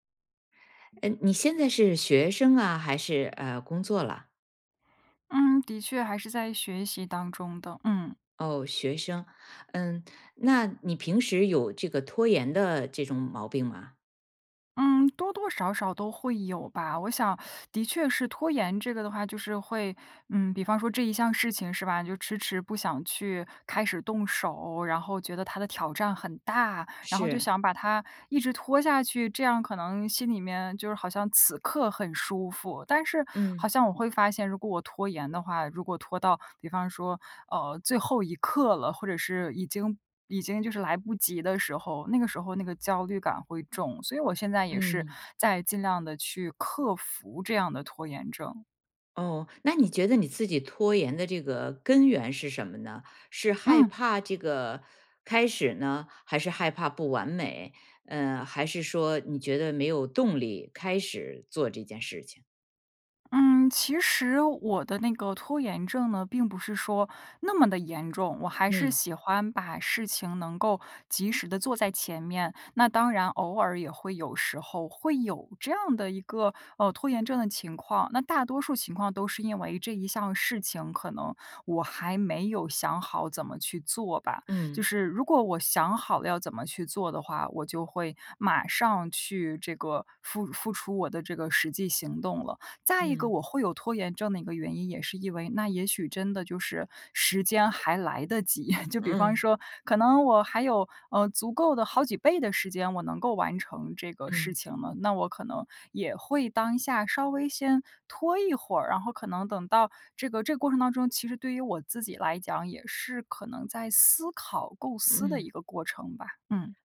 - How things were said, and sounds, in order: chuckle
- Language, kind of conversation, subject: Chinese, podcast, 学习时如何克服拖延症？